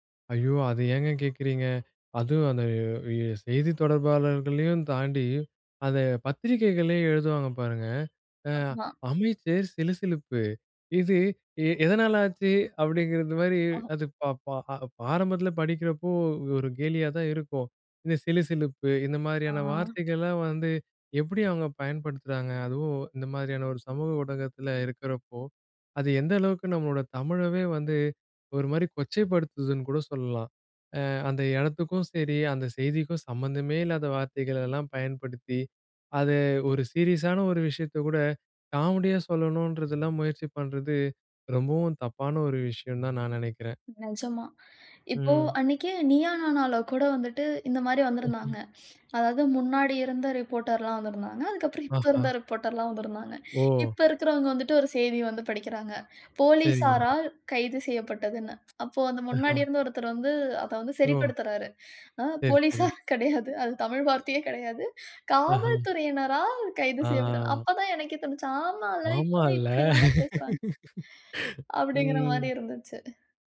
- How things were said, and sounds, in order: tsk; laughing while speaking: "அ போலீஸா கடையாது. அது தமிழ் … அப்டிங்கிற மாதிரி இருந்துச்சு"; drawn out: "ஆ"; laugh; drawn out: "ம்"
- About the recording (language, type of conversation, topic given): Tamil, podcast, சமூக ஊடகம் நம்பிக்கையை உருவாக்க உதவுமா, அல்லது அதை சிதைக்குமா?